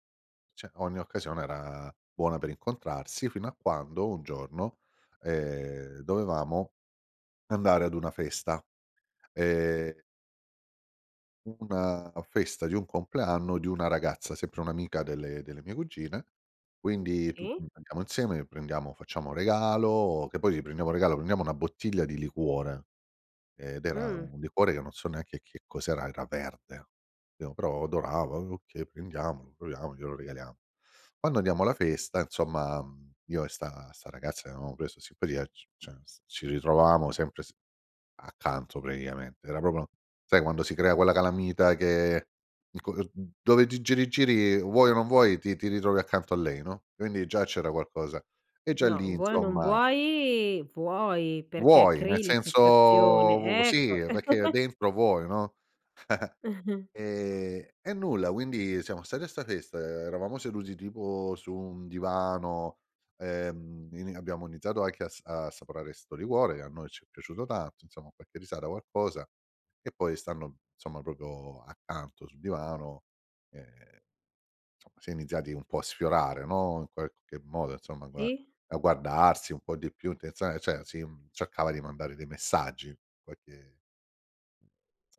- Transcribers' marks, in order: "cioè" said as "ceh"; tapping; "cioè" said as "ceh"; "praticamente" said as "pratiamente"; "proprio" said as "propo"; chuckle; "proprio" said as "propo"; "cioè" said as "ceh"; "qualche" said as "quache"; other background noise
- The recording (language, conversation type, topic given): Italian, podcast, Hai una canzone che ti ricorda un amore passato?